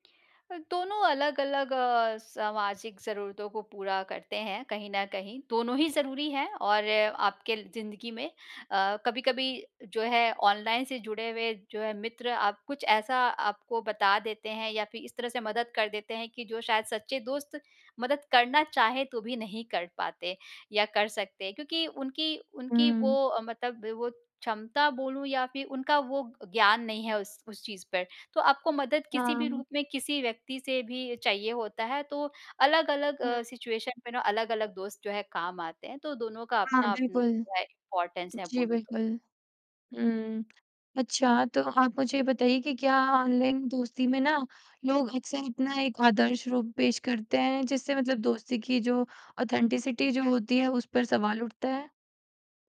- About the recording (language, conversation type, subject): Hindi, podcast, ऑनलाइन दोस्ती और असली दोस्ती में आपको क्या अंतर दिखाई देता है?
- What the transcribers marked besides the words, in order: in English: "सिचुएशन"; in English: "इम्पोर्टेंस"; in English: "ऑथेंटिसिटी"